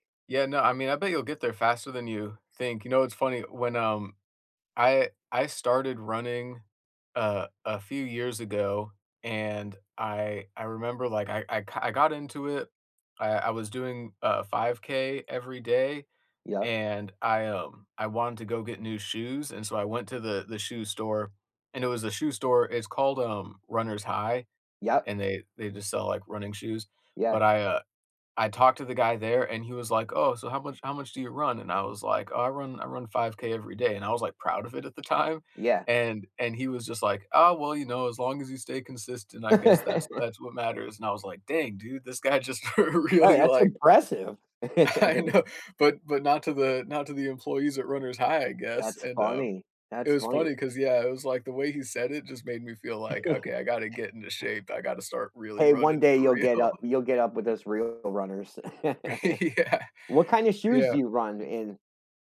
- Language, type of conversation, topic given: English, unstructured, What would your ideal daily routine look like if it felt easy and gave you energy?
- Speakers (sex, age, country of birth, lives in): male, 35-39, United States, United States; male, 45-49, United States, United States
- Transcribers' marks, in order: tapping; laugh; laughing while speaking: "really like"; other background noise; laughing while speaking: "I know"; chuckle; chuckle; laughing while speaking: "real"; chuckle; laughing while speaking: "Yeah"; chuckle